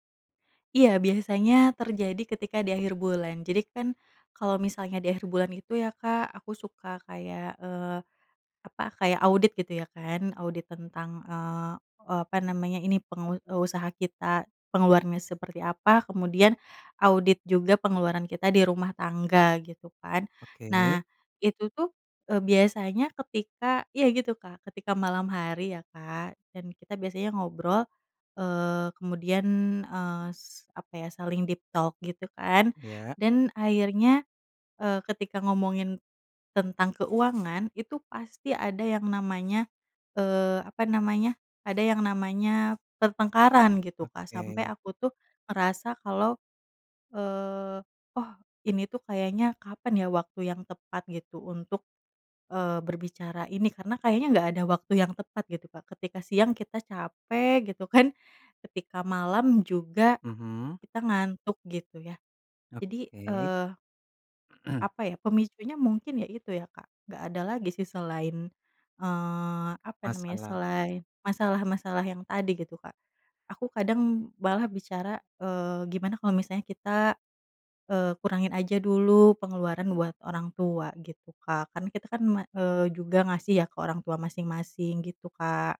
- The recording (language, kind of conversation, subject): Indonesian, advice, Bagaimana cara mengatasi pertengkaran yang berulang dengan pasangan tentang pengeluaran rumah tangga?
- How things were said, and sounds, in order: in English: "deep talk"; other background noise; throat clearing